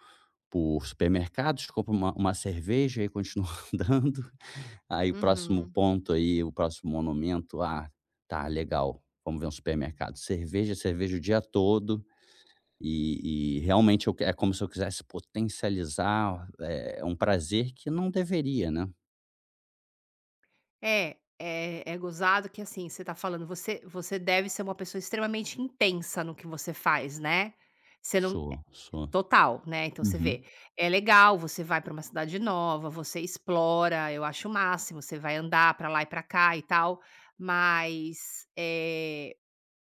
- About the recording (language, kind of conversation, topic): Portuguese, advice, Como lidar com o medo de uma recaída após uma pequena melhora no bem-estar?
- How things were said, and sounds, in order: tapping; other background noise